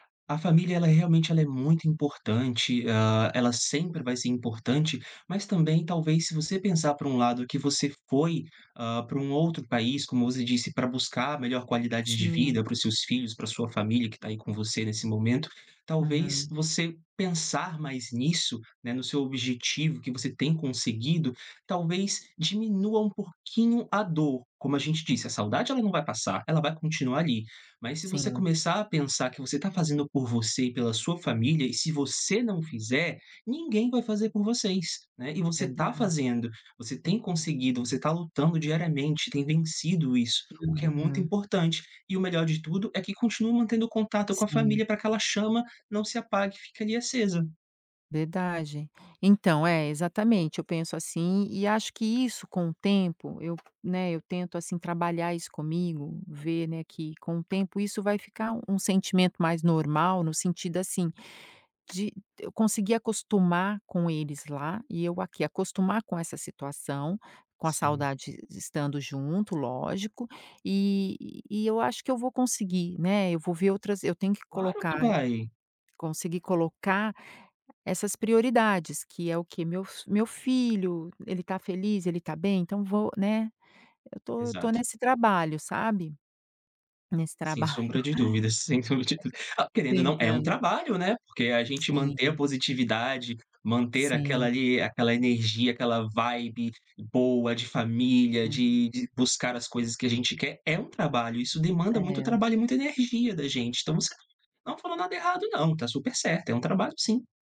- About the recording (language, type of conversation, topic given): Portuguese, advice, Como lidar com a culpa por deixar a família e os amigos para trás?
- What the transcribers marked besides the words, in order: tapping; other background noise; laughing while speaking: "dúv"; chuckle; in English: "vibe"